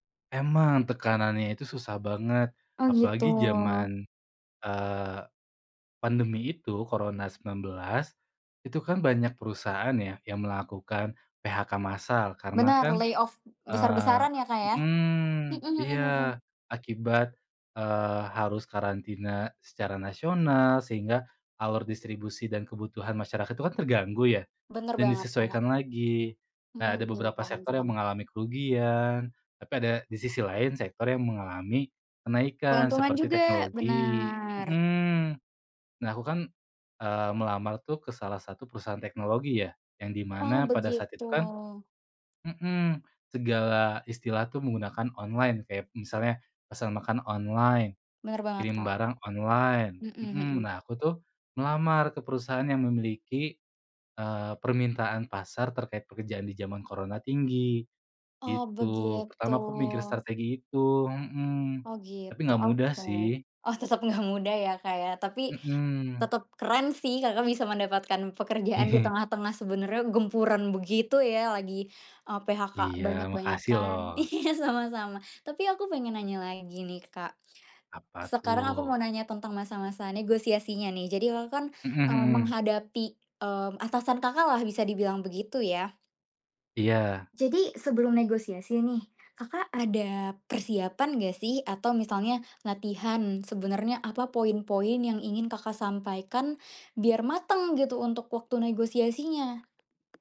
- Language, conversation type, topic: Indonesian, podcast, Bagaimana cara menegosiasikan gaji atau perubahan posisi berdasarkan pengalamanmu?
- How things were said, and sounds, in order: tapping; other background noise; in English: "lay off"; drawn out: "Benar"; laughing while speaking: "Oh, tetap enggak"; chuckle; laughing while speaking: "Iya"